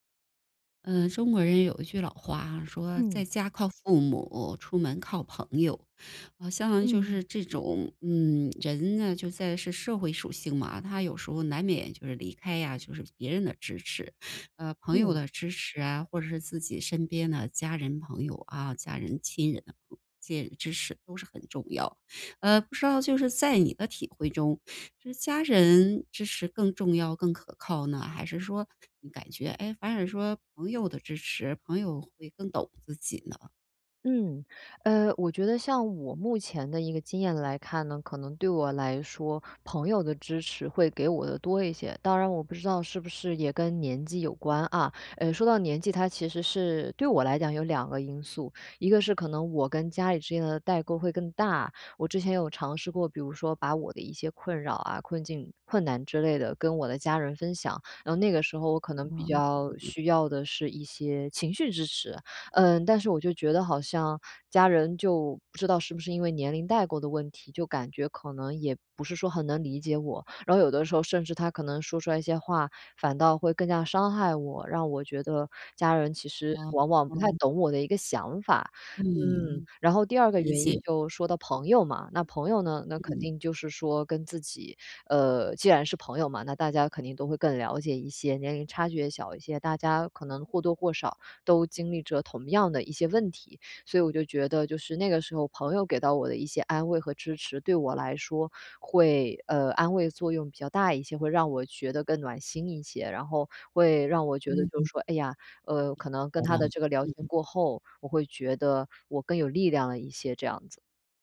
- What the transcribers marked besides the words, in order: other background noise; anticipating: "情绪支持"
- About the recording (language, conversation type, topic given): Chinese, podcast, 在面临困难时，来自家人还是朋友的支持更关键？